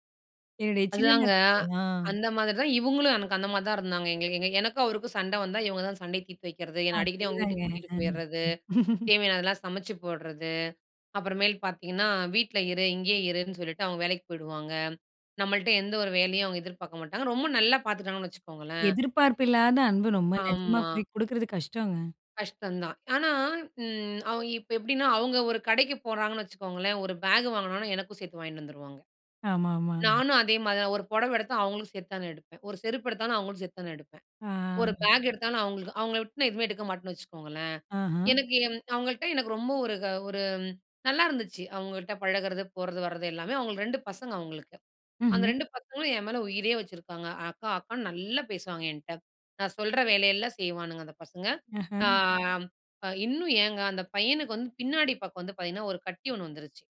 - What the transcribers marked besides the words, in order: laughing while speaking: "அதேதாங்க. ம்"; other noise; in English: "பேக்"; in English: "பேக்"
- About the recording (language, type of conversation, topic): Tamil, podcast, உறவுகளில் மாற்றங்கள் ஏற்படும் போது நீங்கள் அதை எப்படிச் சமாளிக்கிறீர்கள்?